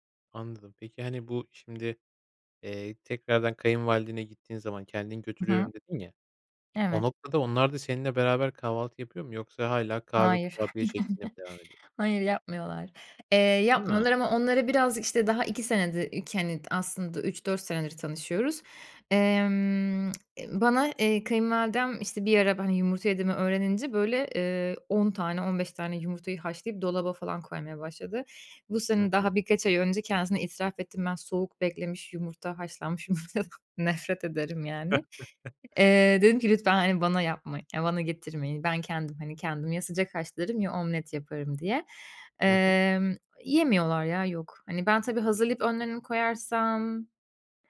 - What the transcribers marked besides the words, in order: chuckle; tsk; laughing while speaking: "yumurtadan"; chuckle
- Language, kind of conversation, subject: Turkish, podcast, Evde yemek paylaşımını ve sofraya dair ritüelleri nasıl tanımlarsın?